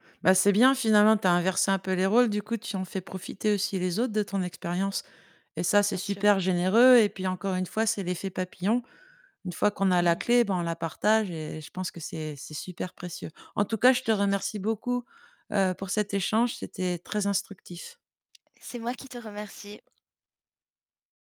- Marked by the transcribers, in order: other background noise; tapping
- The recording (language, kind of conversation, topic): French, podcast, Comment gères-tu l’équilibre entre ta vie professionnelle et ta vie personnelle ?